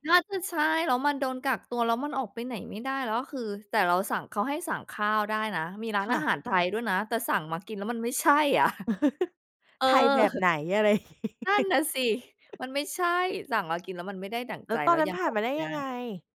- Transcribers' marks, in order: laugh; laughing while speaking: "อะ"; laughing while speaking: "อย่างนี้"; laugh; other background noise
- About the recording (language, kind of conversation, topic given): Thai, podcast, คุณช่วยเล่าประสบการณ์ครั้งหนึ่งที่คุณไปยังสถานที่ที่ช่วยเติมพลังใจให้คุณได้ไหม?